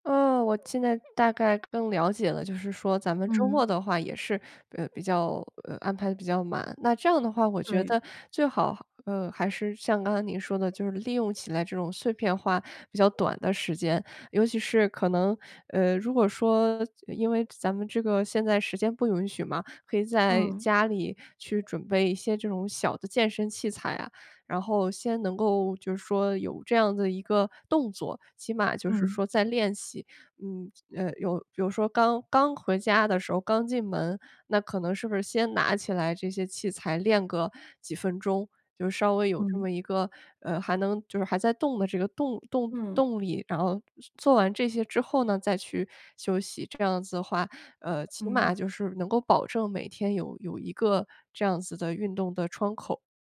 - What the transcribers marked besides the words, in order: none
- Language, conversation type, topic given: Chinese, advice, 在忙碌的生活中，怎样才能坚持新习惯而不半途而废？